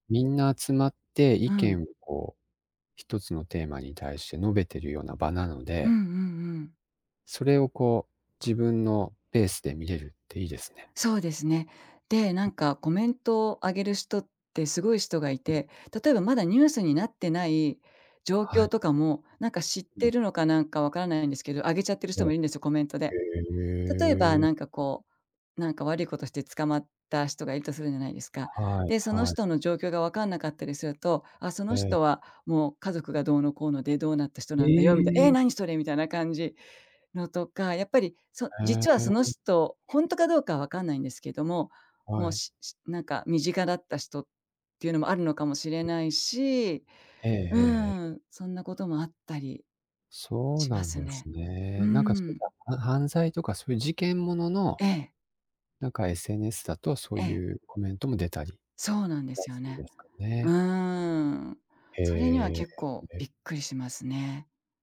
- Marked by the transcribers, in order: unintelligible speech; unintelligible speech
- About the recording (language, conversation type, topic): Japanese, unstructured, 最近のニュースを見て、怒りを感じたことはありますか？